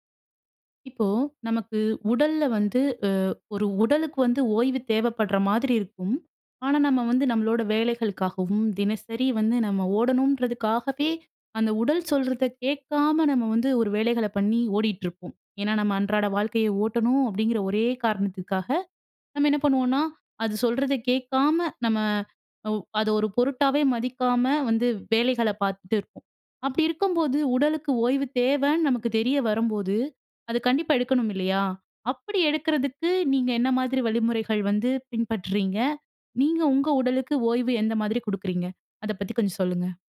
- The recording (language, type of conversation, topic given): Tamil, podcast, உடல் உங்களுக்கு ஓய்வு சொல்லும்போது நீங்கள் அதை எப்படி கேட்கிறீர்கள்?
- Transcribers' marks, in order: none